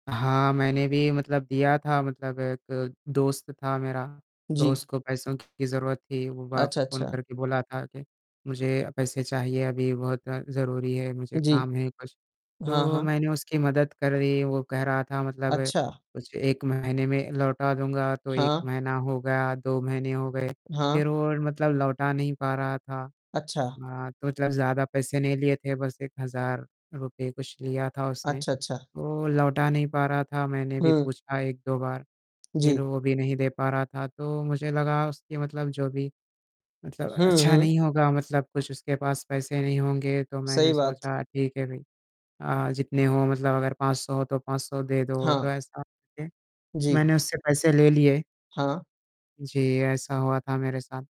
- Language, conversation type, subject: Hindi, unstructured, किसी से पैसे उधार मांगते समय किन बातों का ध्यान रखना चाहिए?
- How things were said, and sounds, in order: static; tapping; mechanical hum